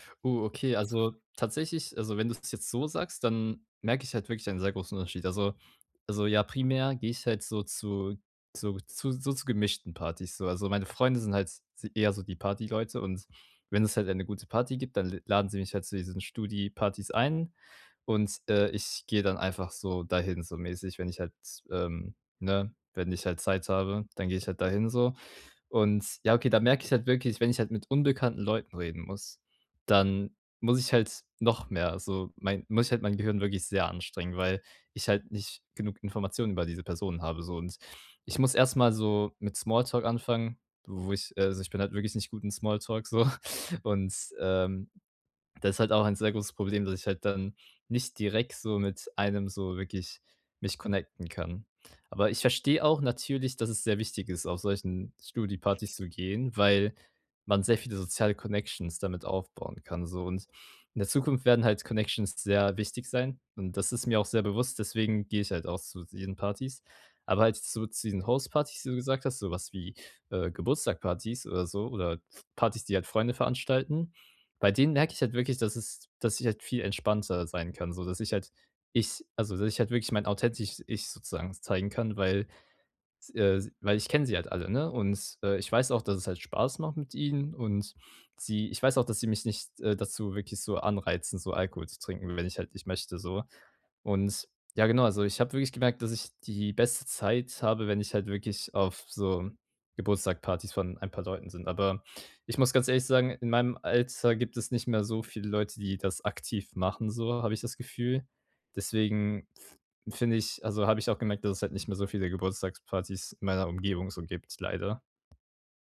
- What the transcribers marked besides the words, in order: tapping; chuckle; in English: "Connections"; in English: "Connections"; stressed: "Ich"
- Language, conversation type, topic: German, advice, Wie kann ich bei Partys und Feiertagen weniger erschöpft sein?